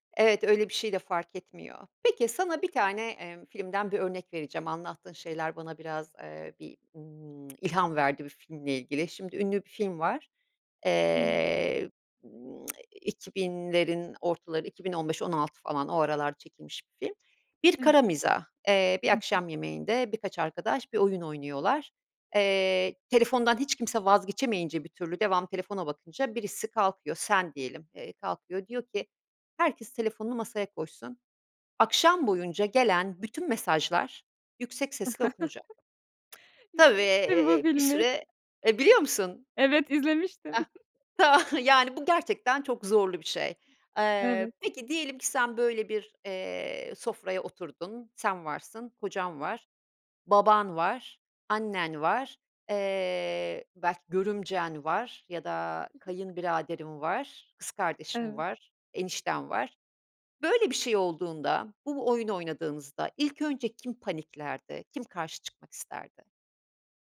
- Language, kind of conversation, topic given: Turkish, podcast, Telefonu masadan kaldırmak buluşmaları nasıl etkiler, sence?
- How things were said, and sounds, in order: lip smack; tsk; chuckle; laughing while speaking: "İzlemiştim bu filmi"; tsk; joyful: "Evet izlemiştim"; laughing while speaking: "tamam"; chuckle; other background noise; chuckle